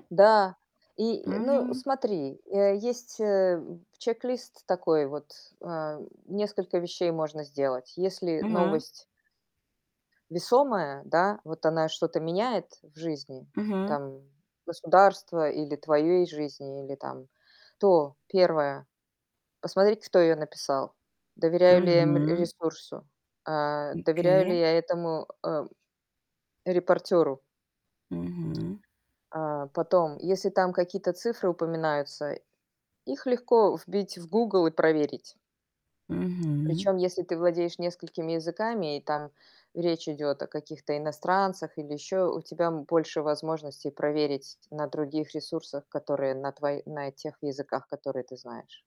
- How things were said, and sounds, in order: other noise; tapping
- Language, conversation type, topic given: Russian, podcast, Как вы решаете, каким онлайн-новостям можно доверять?
- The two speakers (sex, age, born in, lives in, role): female, 35-39, Russia, United States, host; female, 50-54, Belarus, United States, guest